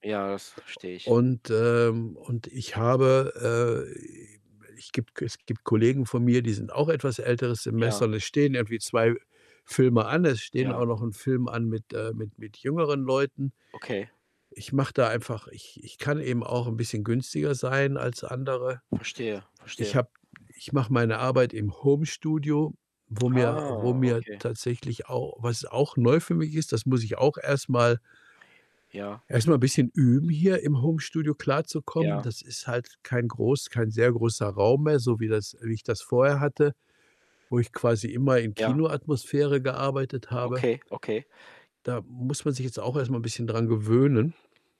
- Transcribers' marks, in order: static; other background noise; drawn out: "Ah"
- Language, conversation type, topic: German, unstructured, Wie gehen Sie an die Entwicklung Ihrer Fähigkeiten heran?
- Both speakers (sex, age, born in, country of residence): male, 40-44, Germany, Portugal; male, 65-69, Germany, Germany